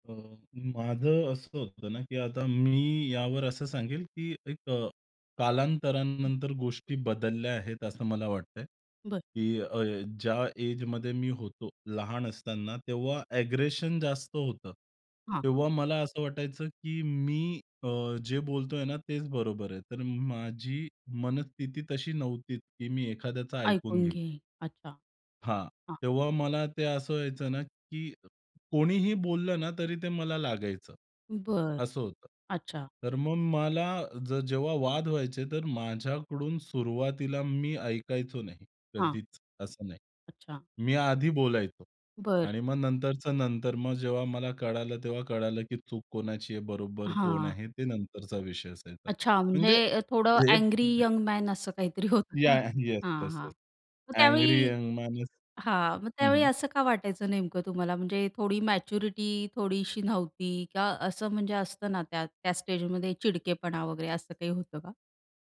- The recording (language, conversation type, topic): Marathi, podcast, वाद सुरू झाला की तुम्ही आधी बोलता की आधी ऐकता?
- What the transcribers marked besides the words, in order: other background noise; in English: "एजमध्ये"; in English: "अ‍ॅग्रेशन"